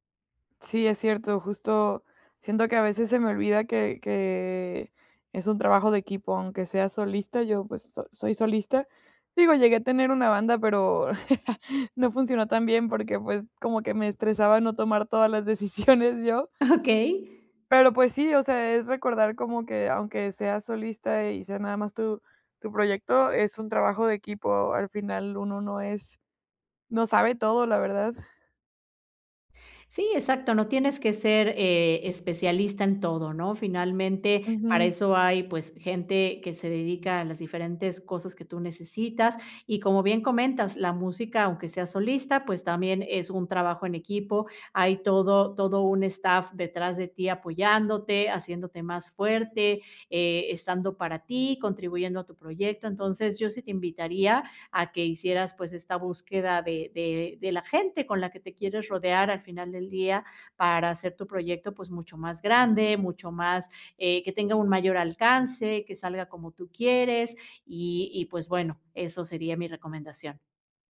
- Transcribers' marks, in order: chuckle; laughing while speaking: "decisiones"; chuckle
- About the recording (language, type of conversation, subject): Spanish, advice, ¿Por qué sigo repitiendo un patrón de autocrítica por cosas pequeñas?